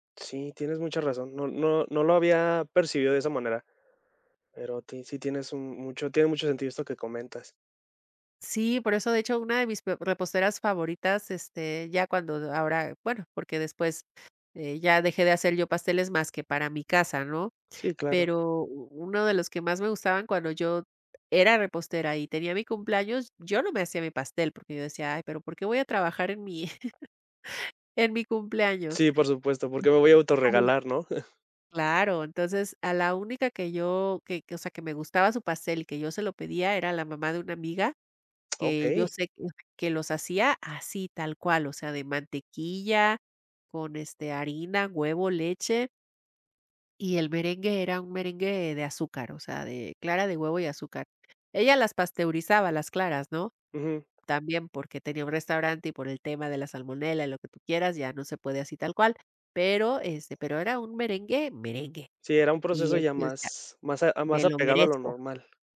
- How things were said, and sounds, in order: chuckle; unintelligible speech; unintelligible speech
- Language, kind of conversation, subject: Spanish, podcast, ¿Cuál es tu recuerdo culinario favorito de la infancia?